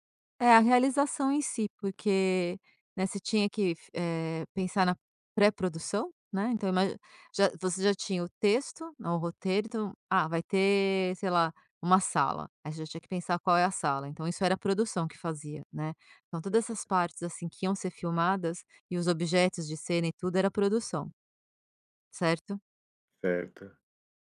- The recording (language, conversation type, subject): Portuguese, podcast, Como você se preparou para uma mudança de carreira?
- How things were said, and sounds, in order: tapping